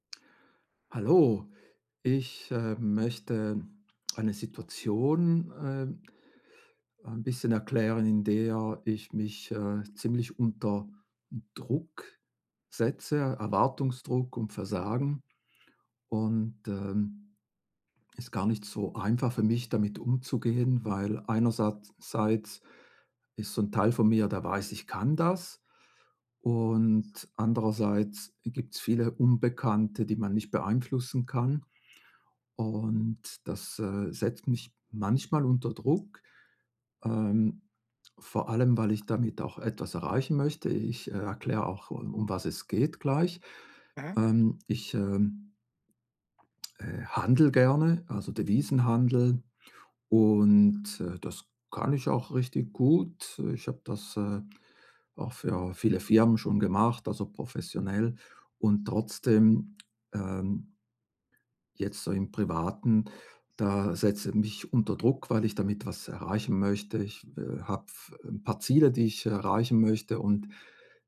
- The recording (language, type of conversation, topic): German, advice, Wie kann ich besser mit der Angst vor dem Versagen und dem Erwartungsdruck umgehen?
- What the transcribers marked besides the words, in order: other background noise; tapping